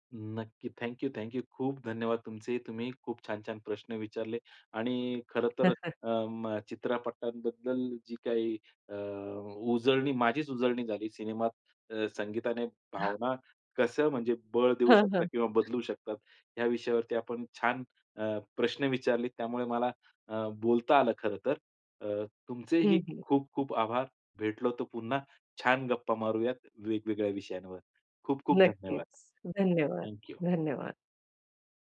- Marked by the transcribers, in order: chuckle; other background noise
- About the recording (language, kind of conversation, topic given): Marathi, podcast, सिनेमात संगीतामुळे भावनांना कशी उर्जा मिळते?